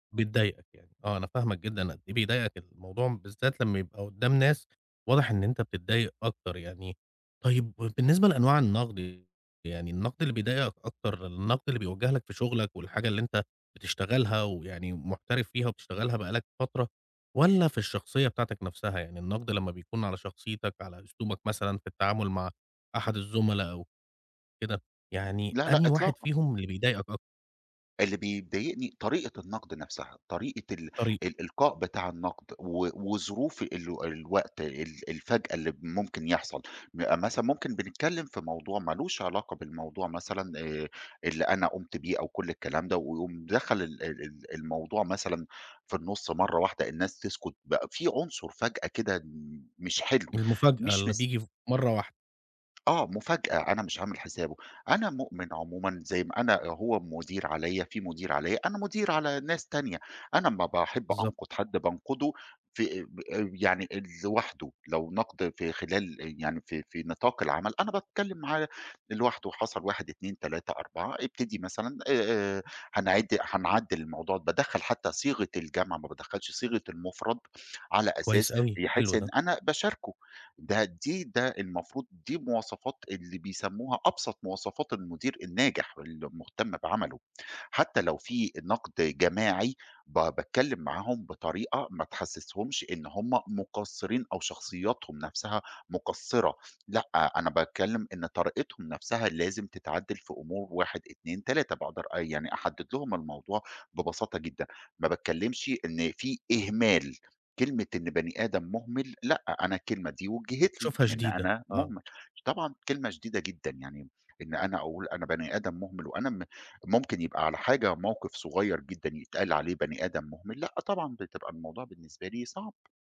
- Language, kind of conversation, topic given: Arabic, advice, إزاي حسّيت بعد ما حد انتقدك جامد وخلاك تتأثر عاطفيًا؟
- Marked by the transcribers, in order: none